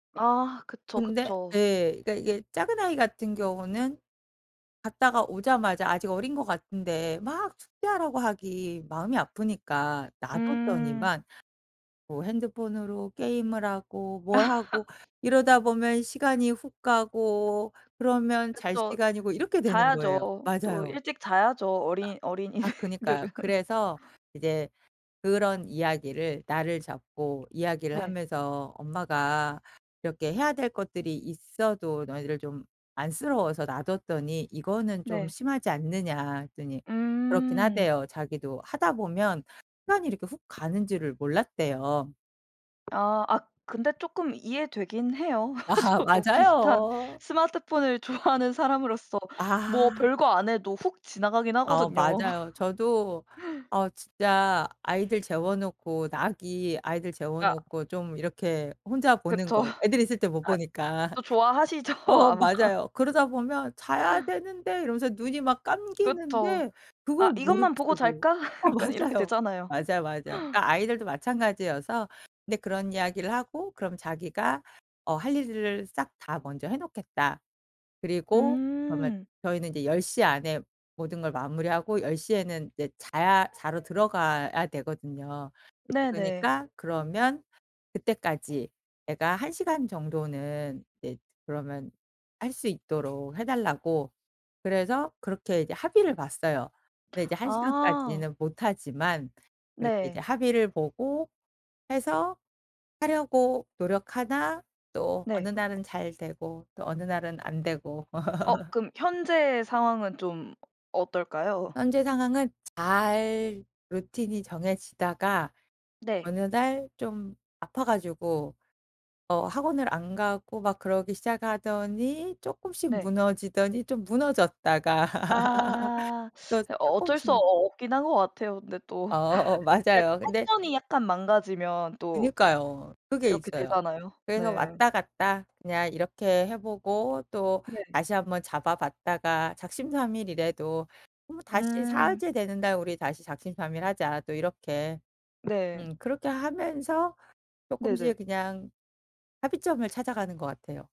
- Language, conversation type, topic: Korean, podcast, 아이들의 스마트폰 사용을 부모는 어떻게 관리해야 할까요?
- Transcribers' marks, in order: laugh; tapping; other background noise; laughing while speaking: "어린이들은"; laugh; laughing while speaking: "저도"; laughing while speaking: "좋아하는"; laugh; laugh; laughing while speaking: "좋아하시죠 아마?"; put-on voice: "자야 되는데"; laughing while speaking: "약간"; laugh; teeth sucking; laugh; laugh